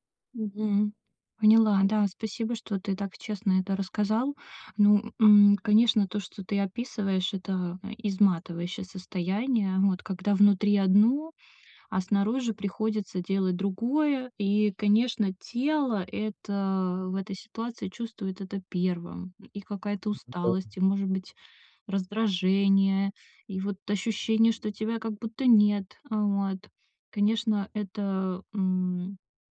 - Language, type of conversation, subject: Russian, advice, Как перестать бояться быть собой на вечеринках среди друзей?
- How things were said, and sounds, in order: none